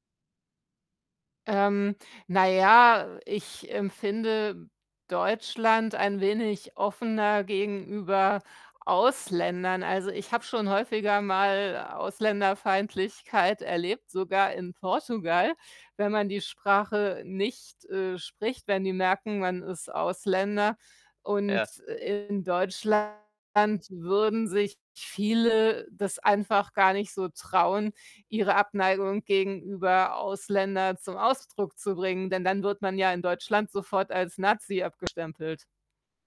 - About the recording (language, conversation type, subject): German, unstructured, Wie wichtig sind dir Begegnungen mit Einheimischen auf Reisen?
- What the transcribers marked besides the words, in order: tapping; distorted speech; other background noise